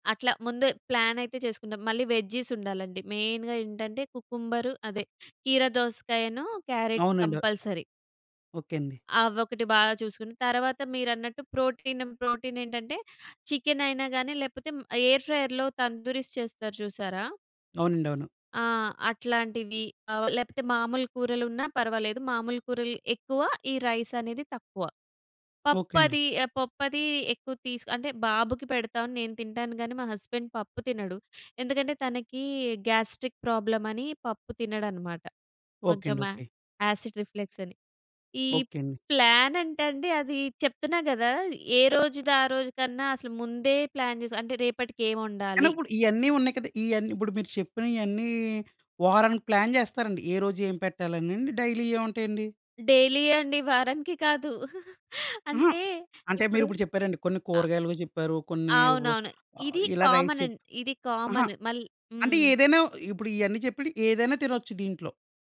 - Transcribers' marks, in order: in English: "ప్లాన్"; in English: "వెజ్జీస్"; in English: "మెయిన్‌గా"; in English: "క్యారెట్ కంపల్సరీ"; in English: "ప్రోటీన్"; in English: "ఎయిర్ ఫ్రైయర్‌లో తందూరిస్"; in English: "రైస్"; in English: "హస్బెండ్"; in English: "గాస్ట్రిక్ ప్రాబ్లమ్"; in English: "యాసిడ్ రిఫ్లెక్స్"; in English: "ప్లాన్"; in English: "ప్లాన్"; in English: "ప్లాన్"; in English: "డైలీ"; in English: "డైలీ"; laugh; other noise; other background noise; in English: "రైస్"; in English: "కామన్"
- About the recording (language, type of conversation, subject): Telugu, podcast, ఆహారాన్ని ముందే ప్రణాళిక చేసుకోవడానికి మీకు ఏవైనా సూచనలు ఉన్నాయా?